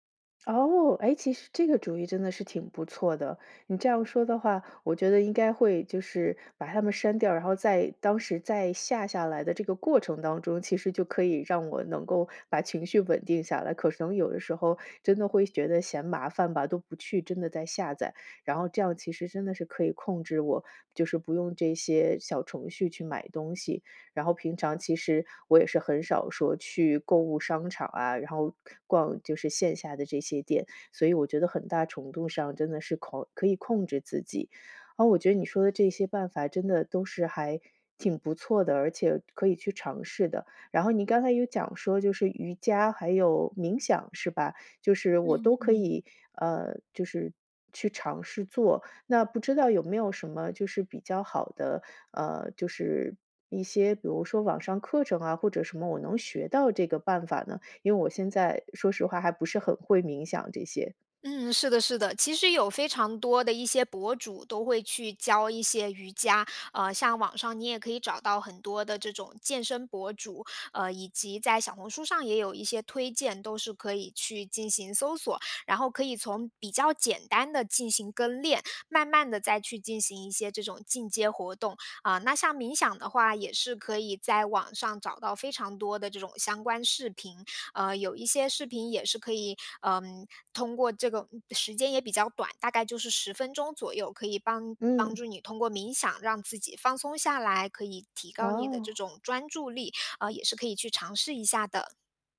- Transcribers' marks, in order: none
- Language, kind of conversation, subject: Chinese, advice, 如何识别导致我因情绪波动而冲动购物的情绪触发点？